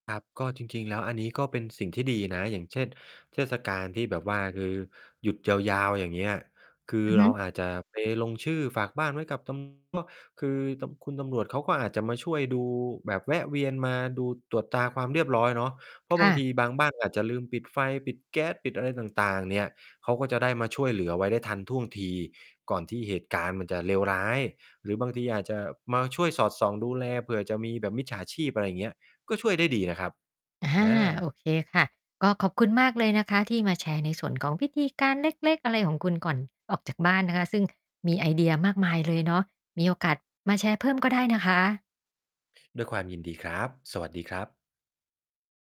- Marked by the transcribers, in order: distorted speech; mechanical hum
- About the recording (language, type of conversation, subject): Thai, podcast, ก่อนออกจากบ้านคุณมีพิธีเล็กๆ อะไรที่ทำเป็นประจำบ้างไหม?